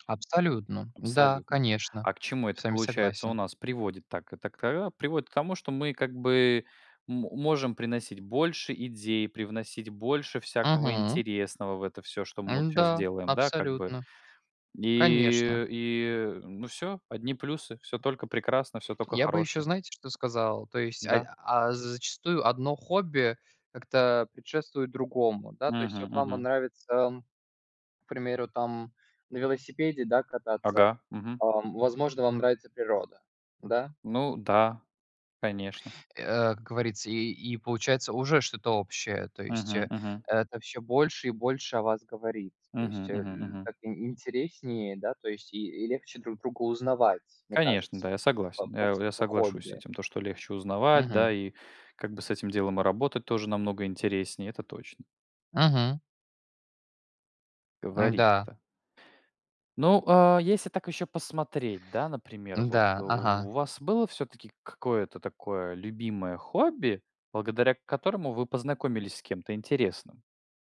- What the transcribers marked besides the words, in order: other background noise
- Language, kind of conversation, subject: Russian, unstructured, Как хобби помогает заводить новых друзей?